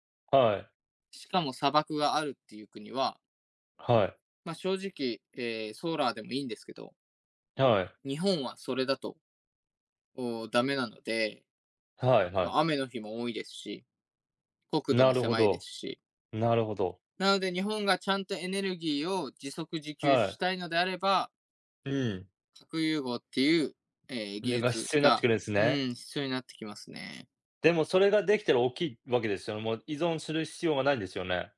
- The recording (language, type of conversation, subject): Japanese, unstructured, 宇宙についてどう思いますか？
- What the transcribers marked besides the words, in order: none